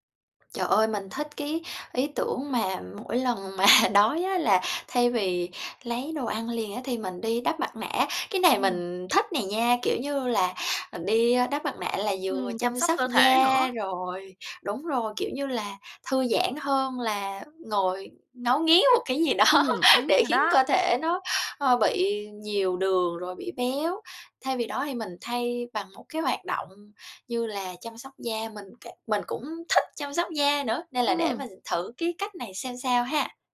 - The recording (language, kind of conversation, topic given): Vietnamese, advice, Làm sao để kiểm soát thói quen ngủ muộn, ăn đêm và cơn thèm đồ ngọt khó kiềm chế?
- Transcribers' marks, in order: laughing while speaking: "mà"; laughing while speaking: "gì đó"